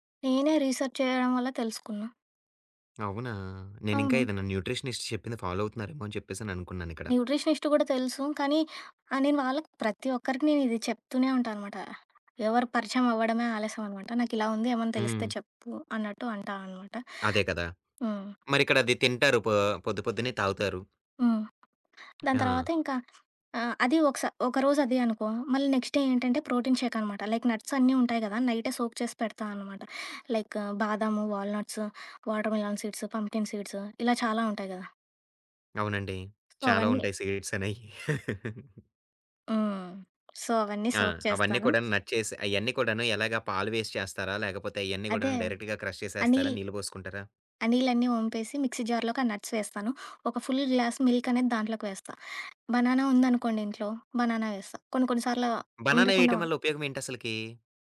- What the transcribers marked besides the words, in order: in English: "రీసర్చ్"; in English: "న్యూట్రిషనిస్ట్"; in English: "ఫాలో"; in English: "న్యూట్రిషనిస్ట్"; other background noise; tapping; in English: "నెక్స్ట్ డే"; in English: "ప్రోటీన్ షేక్"; in English: "లైక్ నట్స్"; in English: "సోక్"; in English: "వాటర్‌మెలోన్"; in English: "పంప్కిన్"; in English: "సో"; laughing while speaking: "సిడ్స్ అనేయి"; chuckle; in English: "సో"; in English: "సోక్"; in English: "డైరెక్ట్‌గా క్రష్"; in English: "మిక్సీ జార్‌కి"; in English: "నట్స్"; in English: "ఫుల్ గ్లాస్ మిల్క్"; in English: "బనానా"; in English: "బనానా"; in English: "బనానా"
- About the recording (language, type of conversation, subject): Telugu, podcast, ఉదయం లేవగానే మీరు చేసే పనులు ఏమిటి, మీ చిన్న అలవాట్లు ఏవి?